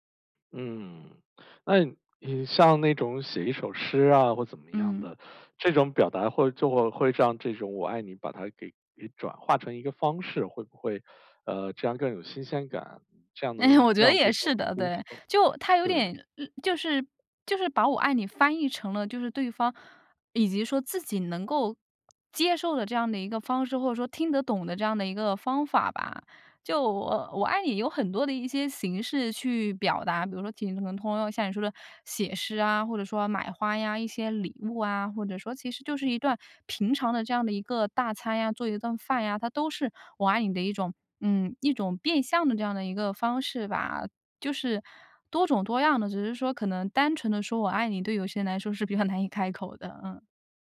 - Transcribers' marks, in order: laughing while speaking: "哎呀"; laughing while speaking: "比较"
- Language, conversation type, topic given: Chinese, podcast, 只说一句“我爱你”就够了吗，还是不够？